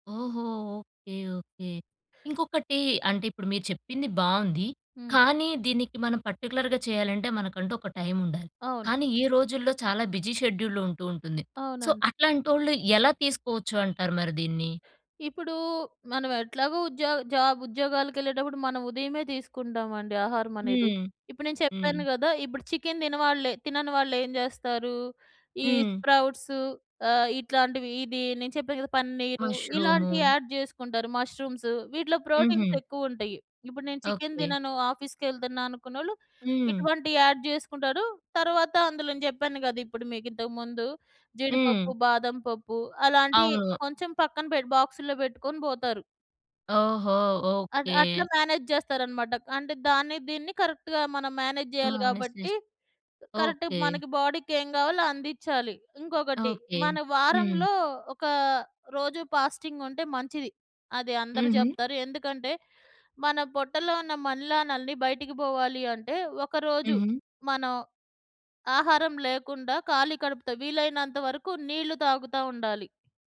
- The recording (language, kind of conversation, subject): Telugu, podcast, కొత్త ఆరోగ్య అలవాటు మొదలుపెట్టే వారికి మీరు ఏమి చెప్పాలనుకుంటారు?
- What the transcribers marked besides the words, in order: in English: "పర్టిక్యులర్‌గా"; in English: "బిజి షెడ్యూ‌ల్"; in English: "సో"; in English: "జాబ్"; in English: "యాడ్"; in English: "ప్రోటీన్స్"; in English: "యాడ్"; in English: "మ్యానేజ్"; in English: "కరెక్ట్‌గా"; in English: "మ్యానేజ్"; in English: "కరెక్ట్‌గా"